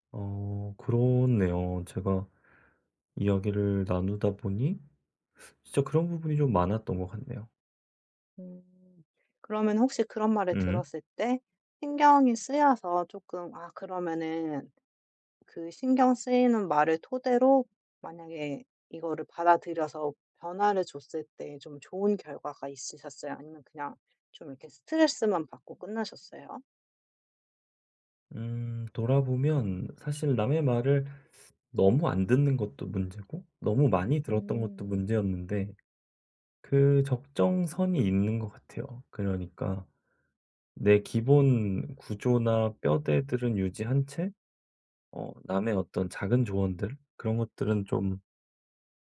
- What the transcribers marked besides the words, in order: none
- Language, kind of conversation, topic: Korean, advice, 다른 사람들이 나를 어떻게 볼지 너무 신경 쓰지 않으려면 어떻게 해야 하나요?